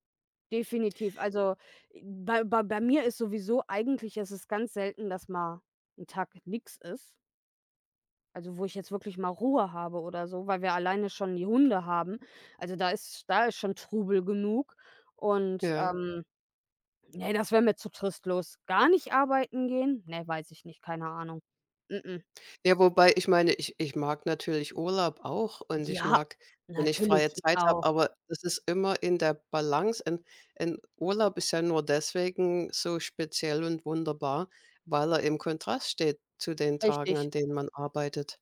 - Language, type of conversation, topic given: German, unstructured, Was macht dich wirklich glücklich?
- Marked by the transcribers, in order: other background noise